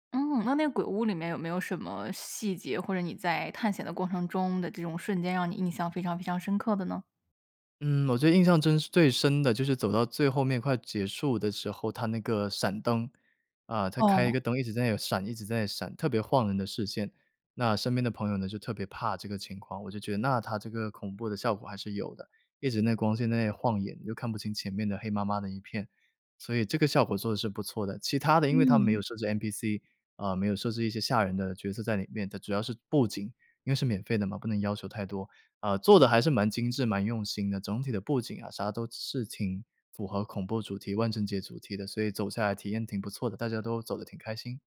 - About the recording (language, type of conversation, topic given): Chinese, podcast, 有没有哪次当地节庆让你特别印象深刻？
- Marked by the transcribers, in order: none